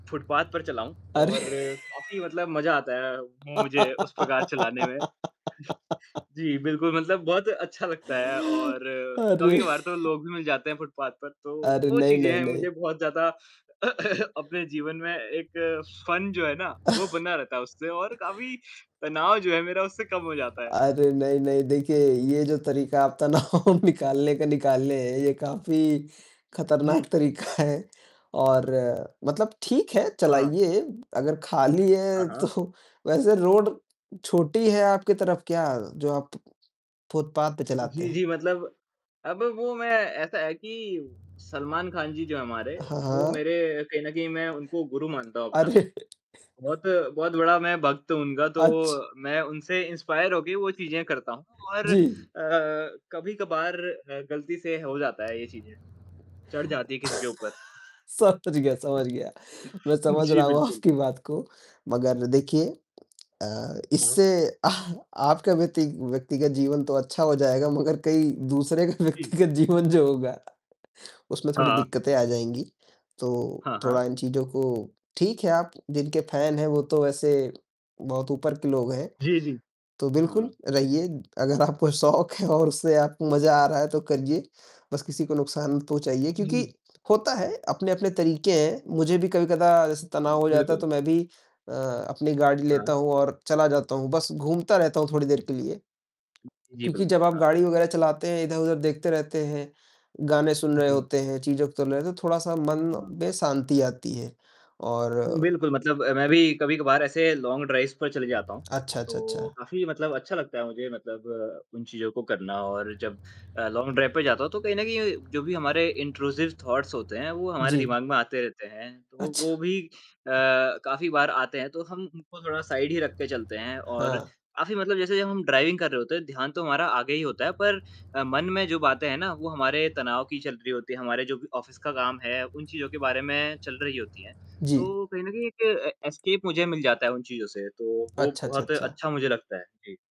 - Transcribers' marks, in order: mechanical hum; tapping; in English: "फुटपाथ"; laughing while speaking: "अरे!"; laugh; chuckle; sigh; laughing while speaking: "अरे!"; in English: "फुटपाथ"; distorted speech; throat clearing; in English: "फ़न"; chuckle; laughing while speaking: "तनाव"; laughing while speaking: "तरीक़ा है"; laughing while speaking: "तो"; in English: "रोड"; in English: "फुटपाथ"; in English: "इंस्पायर"; chuckle; laughing while speaking: "समझ गया, समझ गया"; laughing while speaking: "आपकी"; other background noise; laughing while speaking: "आ"; laughing while speaking: "व्यक्तिगत जीवन"; in English: "फैन"; laughing while speaking: "अगर आपको शौक है"; in English: "लॉन्ग ड्राइव्स"; in English: "लॉन्ग ड्राइव"; in English: "इंट्रूसिव थॉट्स"; in English: "साइड"; in English: "ड्राइविंग"; in English: "ऑफ़िस"; in English: "ए एस्केप"
- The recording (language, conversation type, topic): Hindi, unstructured, जब काम बहुत ज़्यादा हो जाता है, तो आप तनाव से कैसे निपटते हैं?